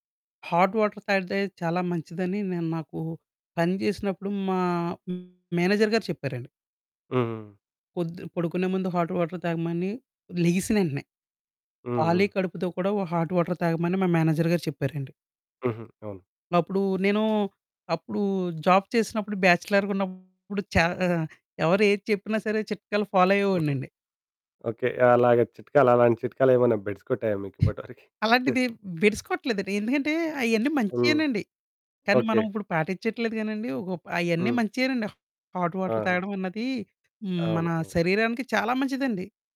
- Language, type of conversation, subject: Telugu, podcast, ఉదయం త్వరగా, చురుకుగా లేచేందుకు మీరు ఏమి చేస్తారు?
- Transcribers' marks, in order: in English: "హాట్ వాటర్"; "తాగితే" said as "తాడే"; distorted speech; in English: "మేనేజర్"; in English: "హాట్ వాటర్"; in English: "హాట్ వాటర్"; in English: "మేనేజర్"; other background noise; in English: "జాబ్"; in English: "బ్యాచలర్‌గున్నప్పుడు"; in English: "ఫాలో"; laughing while speaking: "మీకు ఇప్పటివరకి?"; in English: "హాట్ వాటర్"